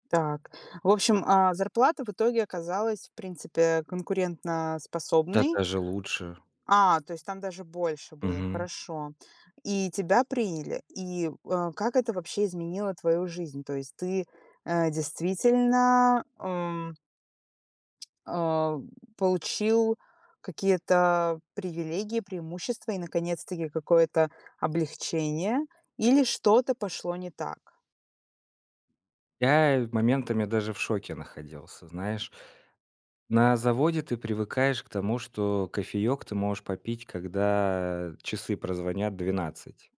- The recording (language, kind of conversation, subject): Russian, podcast, Какие ошибки ты совершил(а) при смене работы, ну честно?
- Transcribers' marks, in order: other background noise